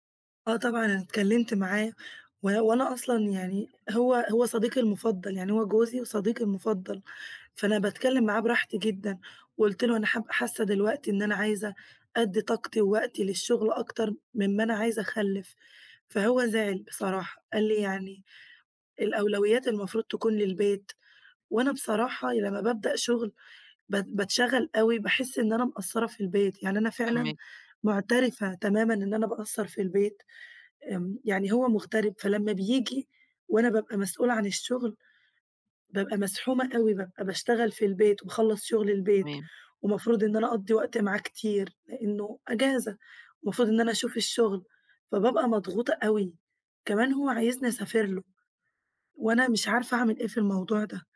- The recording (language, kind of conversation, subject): Arabic, advice, إزاي أوازن بين حياتي الشخصية ومتطلبات الشغل السريع؟
- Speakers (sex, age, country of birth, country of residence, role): female, 20-24, Egypt, Greece, user; female, 55-59, Egypt, Egypt, advisor
- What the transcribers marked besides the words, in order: other background noise; tapping